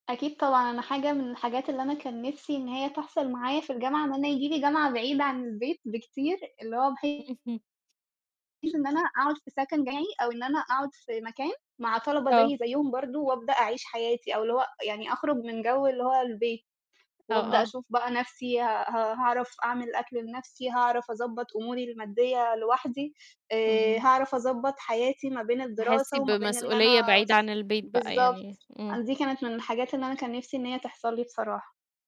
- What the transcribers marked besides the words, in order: static; tapping; distorted speech; background speech
- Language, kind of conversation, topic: Arabic, unstructured, هل بتحب تشارك ذكرياتك مع العيلة ولا مع صحابك؟